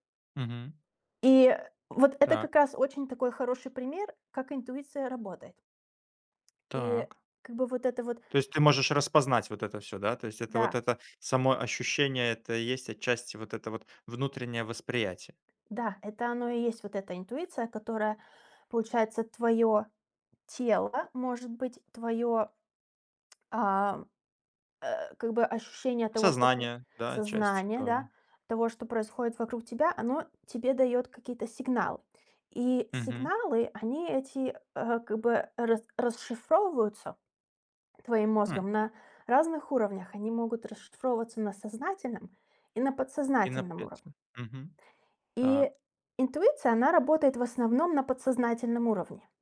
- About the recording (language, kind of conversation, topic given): Russian, podcast, Как развивать интуицию в повседневной жизни?
- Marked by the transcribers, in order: tapping; other background noise